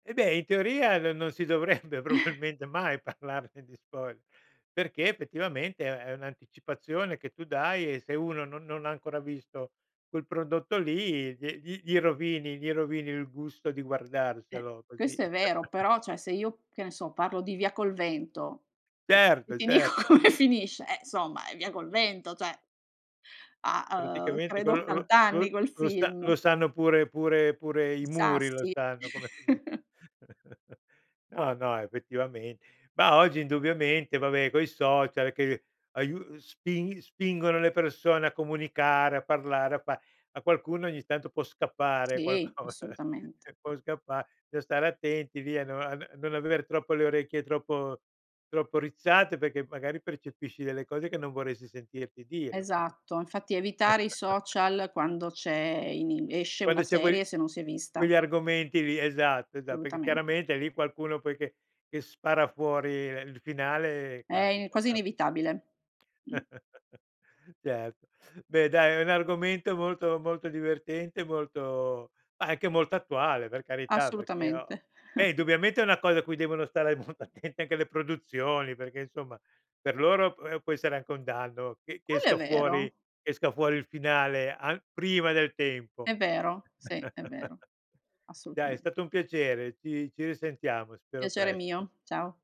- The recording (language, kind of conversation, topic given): Italian, podcast, Come gestisci gli spoiler sui social quando esce una nuova stagione?
- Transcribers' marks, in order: laughing while speaking: "dovrebbe probabilmente mai parlarne di spoiler"; chuckle; laughing while speaking: "dico come finisce"; "insomma" said as "nsomma"; tapping; chuckle; laughing while speaking: "qualcosa"; chuckle; chuckle; "Assolutamente" said as "solutamente"; chuckle; chuckle; laughing while speaking: "molto attente"; chuckle